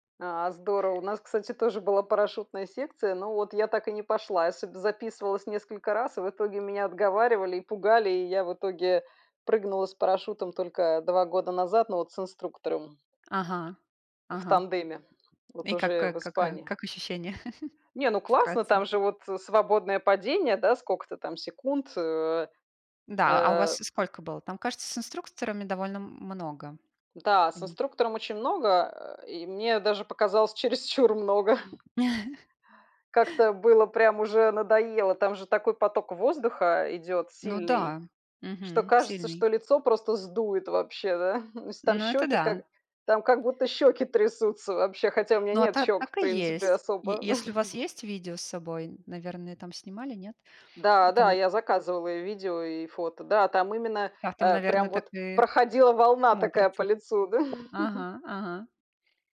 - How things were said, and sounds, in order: tapping; chuckle; chuckle; chuckle; chuckle; chuckle; unintelligible speech; chuckle
- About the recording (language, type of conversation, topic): Russian, unstructured, Какое значение для тебя имеют фильмы в повседневной жизни?